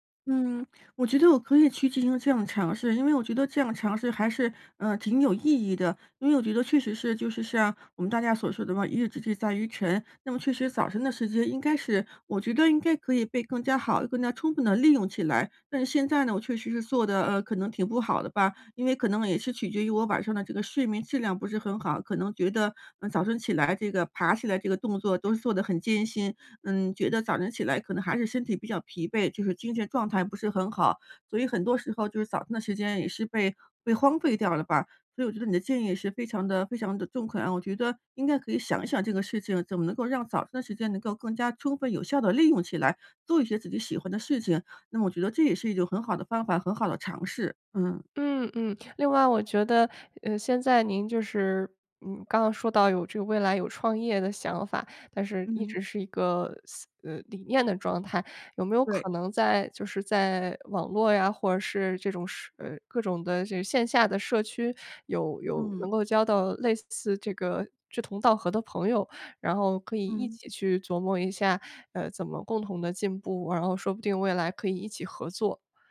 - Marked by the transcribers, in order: none
- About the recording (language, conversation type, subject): Chinese, advice, 如何在繁忙的工作中平衡工作与爱好？
- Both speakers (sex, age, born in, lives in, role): female, 30-34, China, United States, advisor; female, 55-59, China, United States, user